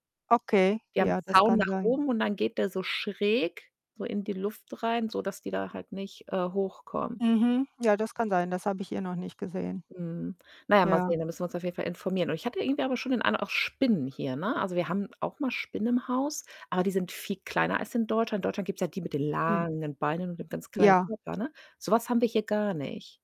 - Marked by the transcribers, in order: distorted speech; drawn out: "langen"
- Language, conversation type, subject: German, unstructured, Was überrascht dich an der Tierwelt in deiner Gegend am meisten?